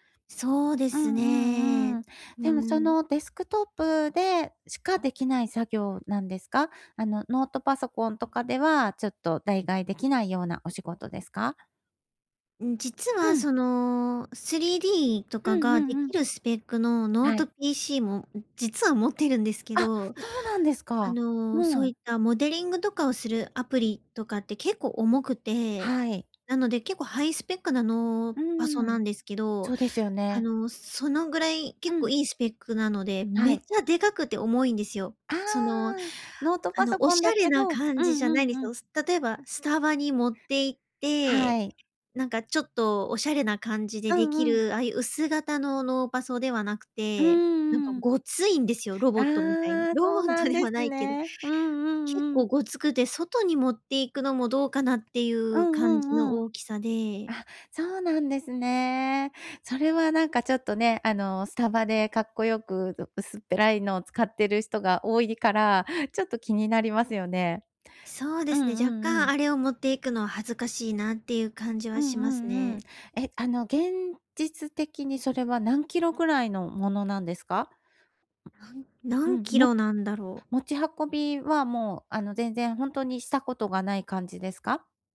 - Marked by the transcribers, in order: laughing while speaking: "ロボットではないけど"; tapping
- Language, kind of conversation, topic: Japanese, advice, 環境を変えることで創造性をどう刺激できますか？